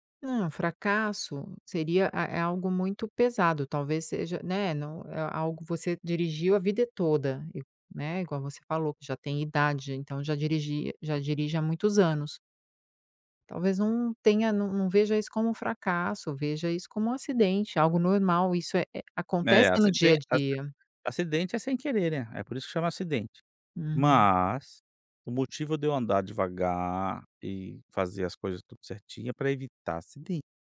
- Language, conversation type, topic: Portuguese, advice, Como você se sentiu ao perder a confiança após um erro ou fracasso significativo?
- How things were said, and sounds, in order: none